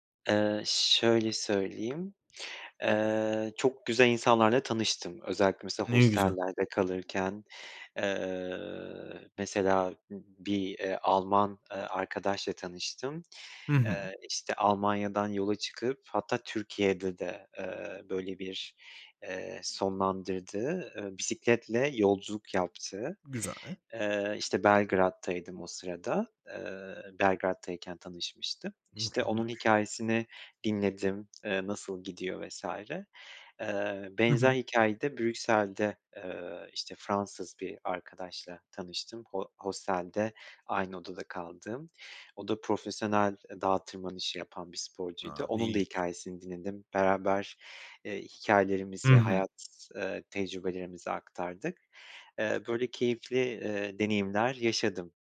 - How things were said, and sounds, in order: drawn out: "Eee"
- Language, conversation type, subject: Turkish, podcast, Yalnız seyahat ederken yeni insanlarla nasıl tanışılır?